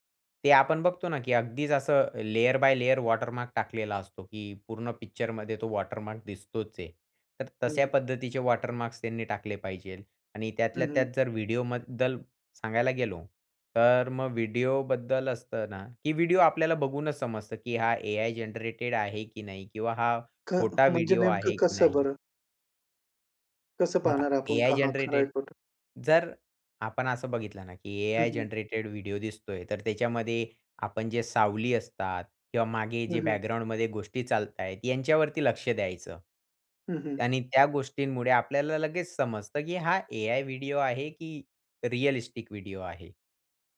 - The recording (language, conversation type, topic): Marathi, podcast, इंटरनेटवर माहिती शोधताना तुम्ही कोणत्या गोष्टी तपासता?
- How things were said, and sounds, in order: in English: "लेयर बाय लेयर वॉटरमार्क"; in English: "वॉटरमार्क"; in English: "वॉटरमार्क्स"; "व्हिडिओबद्दल" said as "व्हिडिओमद्दल"; in English: "जनरेटेड"; in English: "जनरेटेड"; in English: "जनरेटेड"; in English: "बॅकग्राउंडमध्ये"; in English: "रिॲलिस्टिक"